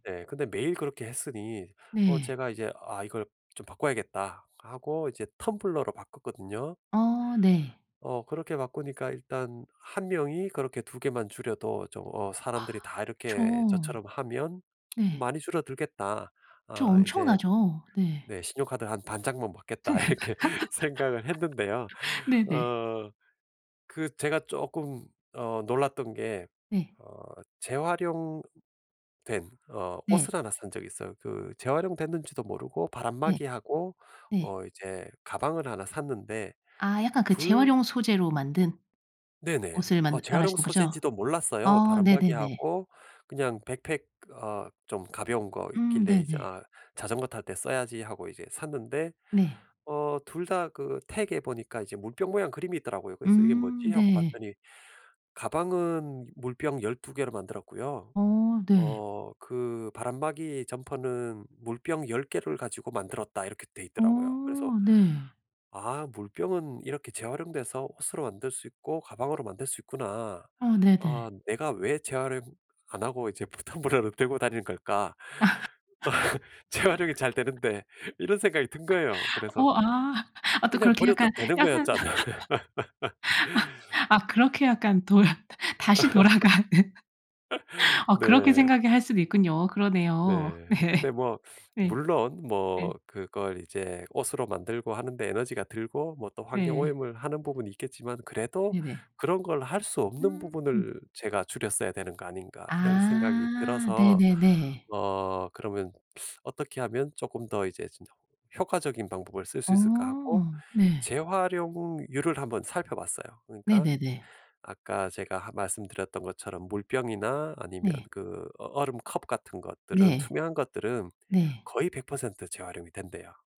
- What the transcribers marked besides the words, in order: sigh; tsk; laugh; laughing while speaking: "이렇게 생각을 했는데요"; laugh; laughing while speaking: "불편 텀블러를 들고"; laugh; laughing while speaking: "재활용이 잘 되는데"; laugh; laughing while speaking: "아 또 그렇게 약간 약간 아 그렇게 약간 돌아 다시 돌아가는"; laugh; laughing while speaking: "거였잖아"; laugh; sniff; laugh; laughing while speaking: "네"; laugh
- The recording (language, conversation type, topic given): Korean, podcast, 플라스틱 사용을 줄이는 가장 쉬운 방법은 무엇인가요?